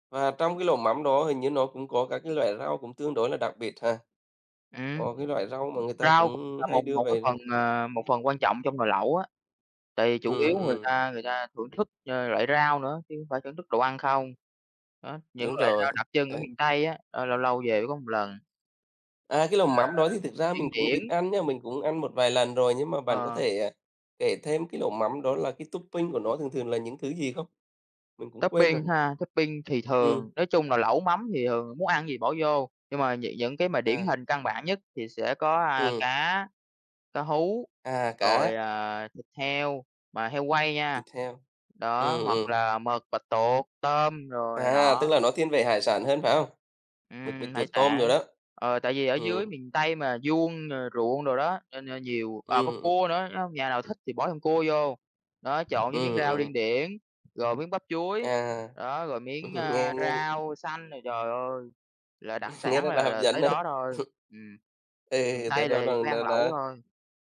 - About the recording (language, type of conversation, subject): Vietnamese, unstructured, Bạn yêu thích món đặc sản vùng miền nào nhất?
- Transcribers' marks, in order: tapping; other background noise; unintelligible speech; in English: "topping"; in English: "Topping"; in English: "Topping"; chuckle; chuckle; laughing while speaking: "á"; other noise; unintelligible speech